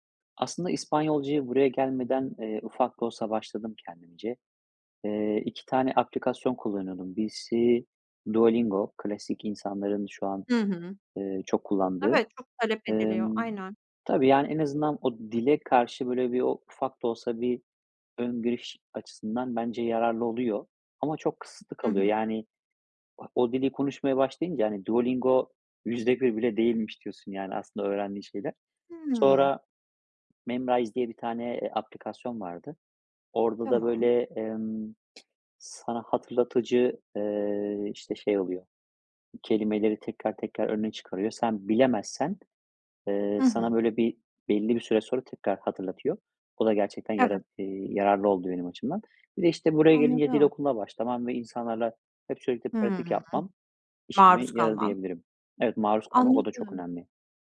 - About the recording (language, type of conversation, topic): Turkish, podcast, İki dili bir arada kullanmak sana ne kazandırdı, sence?
- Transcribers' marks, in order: other noise; other background noise; tapping